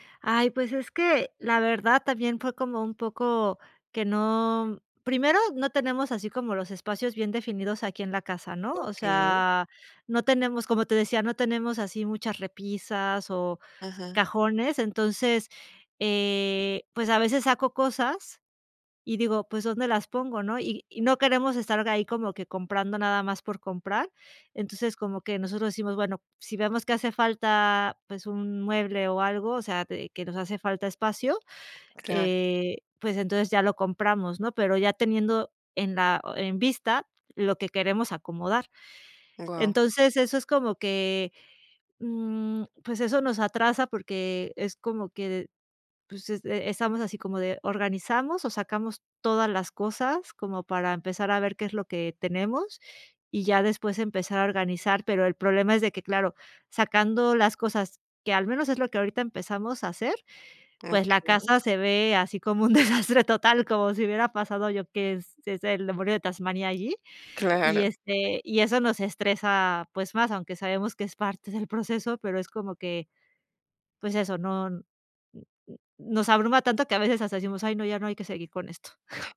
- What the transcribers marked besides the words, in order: other background noise; laughing while speaking: "desastre"; chuckle
- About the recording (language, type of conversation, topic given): Spanish, advice, ¿Cómo puedo dejar de sentirme abrumado por tareas pendientes que nunca termino?